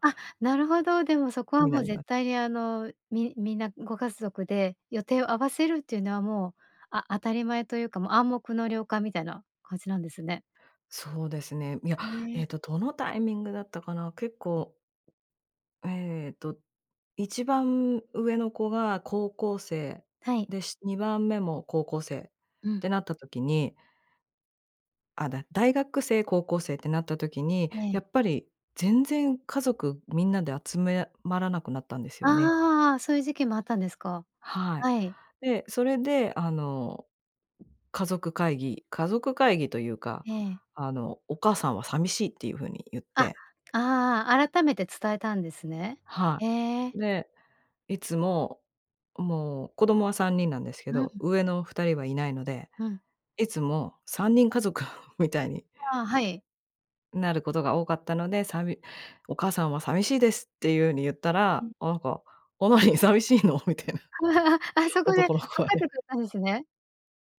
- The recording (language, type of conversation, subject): Japanese, podcast, 週末はご家族でどんなふうに過ごすことが多いですか？
- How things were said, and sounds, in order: chuckle; other noise; laughing while speaking: "おい、寂しいの？みたいな。男の子はね"; laugh